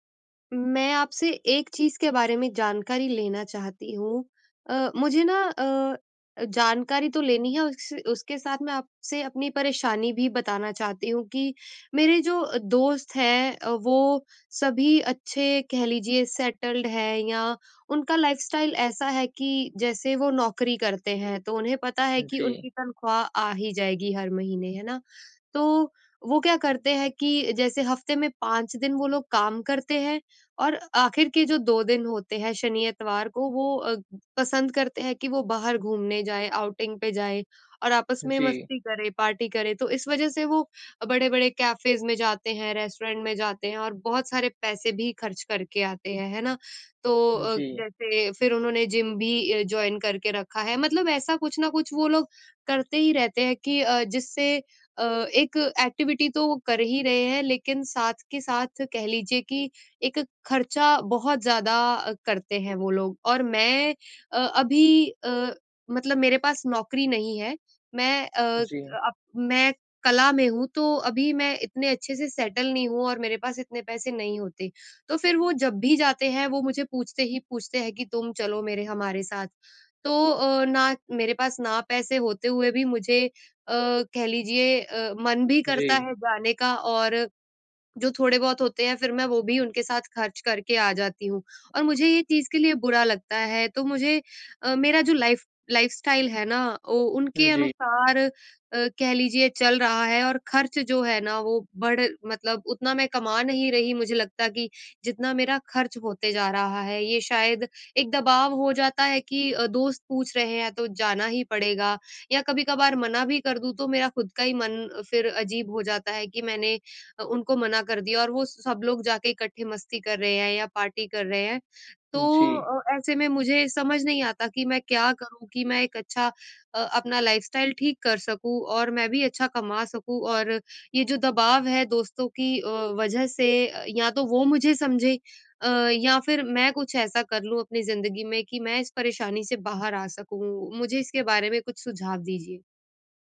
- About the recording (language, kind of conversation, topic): Hindi, advice, क्या आप अपने दोस्तों की जीवनशैली के मुताबिक खर्च करने का दबाव महसूस करते हैं?
- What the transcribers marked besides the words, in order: in English: "सेटल्ड"; in English: "लाइफ़स्टाइल"; in English: "आउटिंग"; in English: "कैफेज़"; in English: "जॉइन"; in English: "एक्टिविटी"; in English: "सेटल"; in English: "लाइफ़ लाइफ़स्टाइल"; in English: "पार्टी"; in English: "लाइफ़स्टाइल"